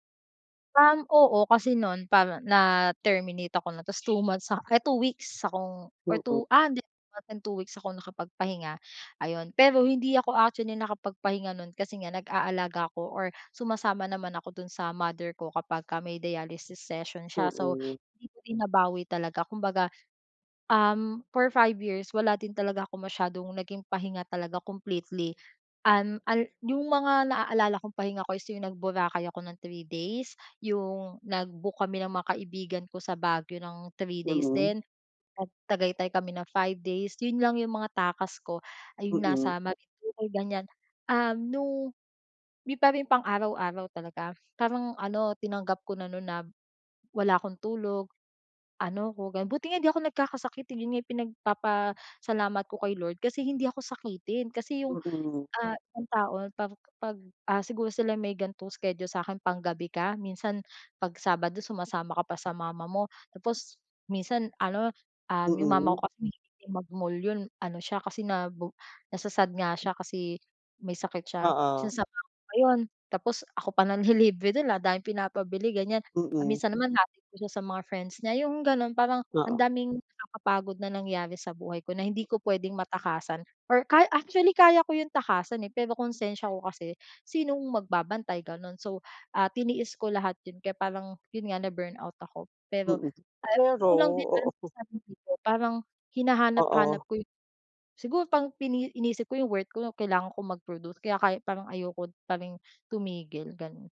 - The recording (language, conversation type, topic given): Filipino, advice, Paano ko tatanggapin ang aking mga limitasyon at matutong magpahinga?
- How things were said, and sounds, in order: none